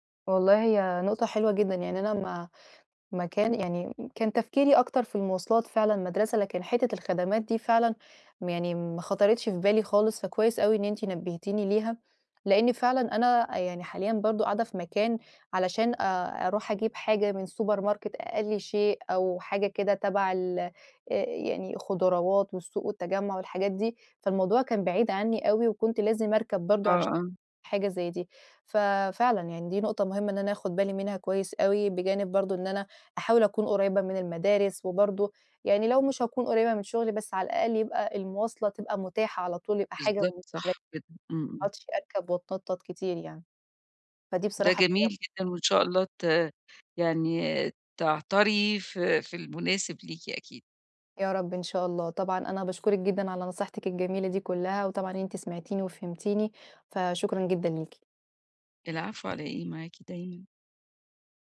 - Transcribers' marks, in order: in English: "السوبر ماركت"; unintelligible speech; unintelligible speech; horn
- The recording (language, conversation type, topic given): Arabic, advice, إزاي أنسّق الانتقال بين البيت الجديد والشغل ومدارس العيال بسهولة؟